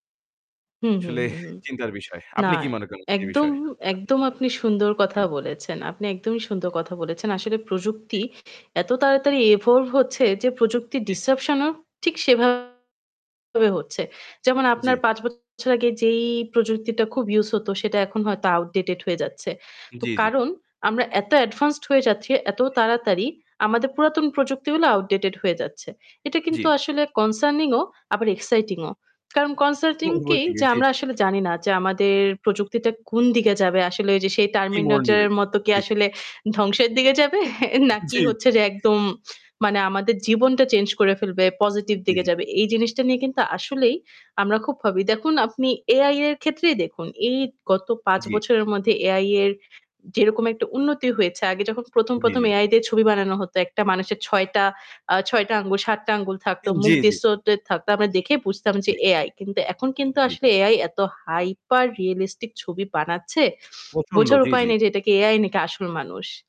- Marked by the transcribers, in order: static; distorted speech; in English: "evolve"; in English: "ডিজরাপশন"; in English: "outdated"; other background noise; in English: "outdated"; unintelligible speech; laughing while speaking: "যাবে?"; laughing while speaking: "জী, জী"; in English: "distorted"
- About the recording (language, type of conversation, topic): Bengali, unstructured, বিজ্ঞান কীভাবে আমাদের দৈনন্দিন জীবনে অবদান রাখে?